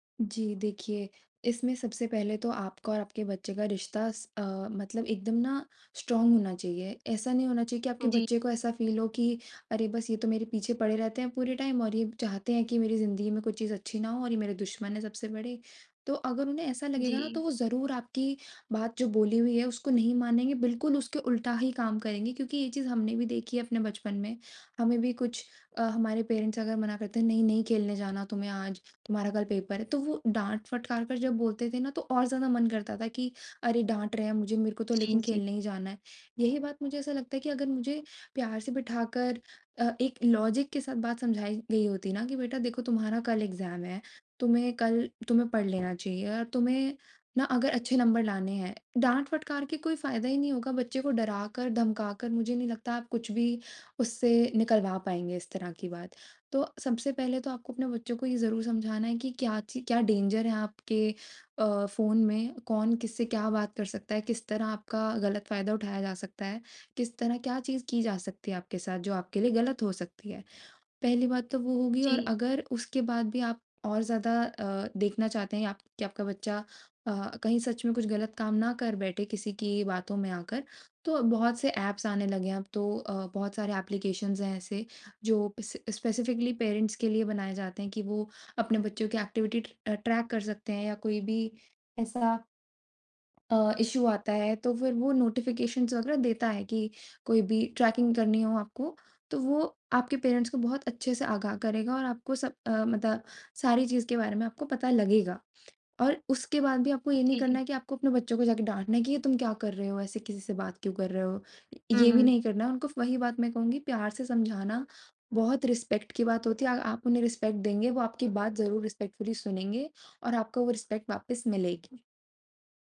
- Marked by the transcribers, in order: in English: "स्ट्रॉन्ग"; in English: "फील"; in English: "टाइम"; in English: "पेरेंट्स"; in English: "लॉजिक"; in English: "एग्ज़ाम"; in English: "डेंजर"; in English: "स्पेसिफिकली पेरेंट्स"; in English: "एक्टिविटी"; in English: "इश्यू"; in English: "ट्रैकिंग"; in English: "पेरेंट्स"; in English: "रिस्पेक्ट"; in English: "रिस्पेक्ट"; in English: "रिस्पेक्टफुली"; in English: "रिस्पेक्ट"
- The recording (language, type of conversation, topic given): Hindi, podcast, आज के बच्चे तकनीक के ज़रिए रिश्तों को कैसे देखते हैं, और आपका क्या अनुभव है?